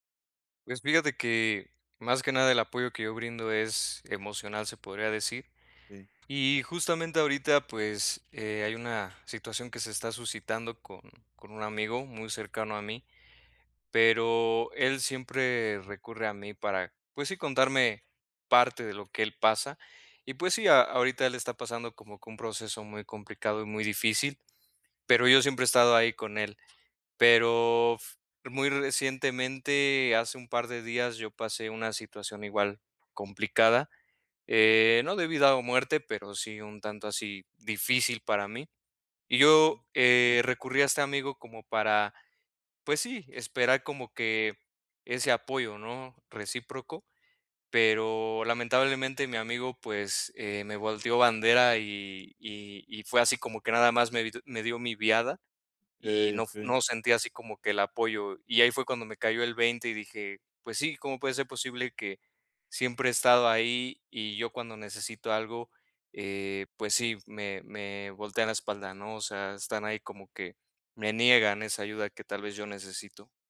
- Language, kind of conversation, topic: Spanish, advice, ¿Cómo puedo cuidar mi bienestar mientras apoyo a un amigo?
- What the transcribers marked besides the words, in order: "Okey" said as "key"; other background noise